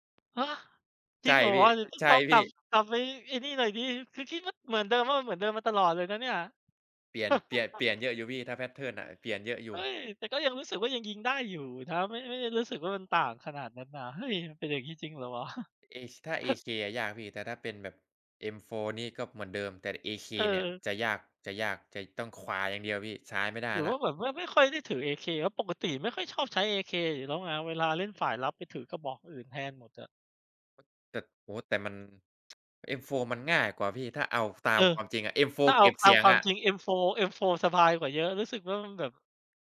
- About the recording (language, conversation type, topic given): Thai, unstructured, คุณคิดว่าการเล่นเกมออนไลน์ส่งผลต่อชีวิตประจำวันของคุณไหม?
- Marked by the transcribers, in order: surprised: "ฮะ ! จริงเหรอ ?"; joyful: "เดี๋ยวต้องลองกลับ กลับไปไอ้นี่หน่ … เดิมมาตลอดเลยนะเนี่ย"; laugh; in English: "แพตเทิร์น"; chuckle; tsk